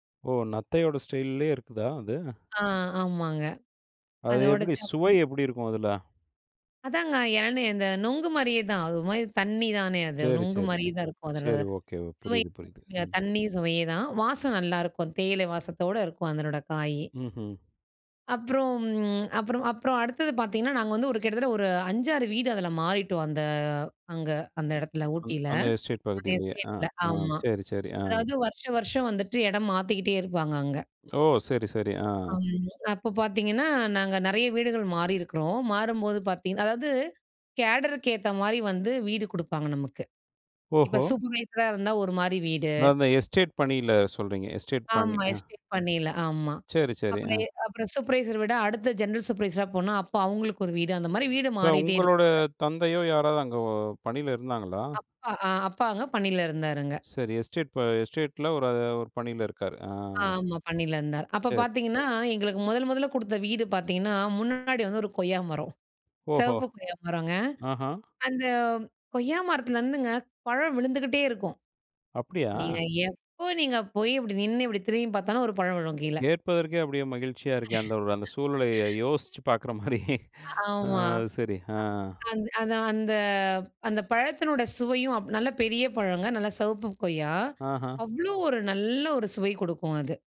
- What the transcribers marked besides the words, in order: other background noise; in English: "கேடரு"; in English: "சூப்பர்வைசர்"; in English: "சுப்ரவைசர்"; in English: "ஜென்ரல் சூப்பர்வைசர்"; laugh; laughing while speaking: "மாரி"
- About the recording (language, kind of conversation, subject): Tamil, podcast, பழைய நினைவுகளை எழுப்பும் இடம் பற்றி பேசலாமா?